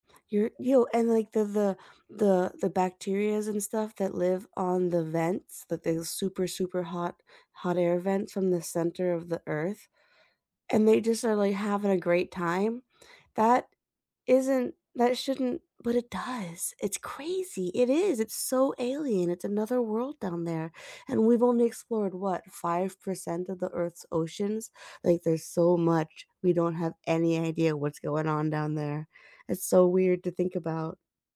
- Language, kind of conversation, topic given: English, unstructured, How do you like to learn new things these days, and what makes it feel meaningful?
- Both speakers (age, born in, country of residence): 20-24, United States, United States; 30-34, United States, United States
- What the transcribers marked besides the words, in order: none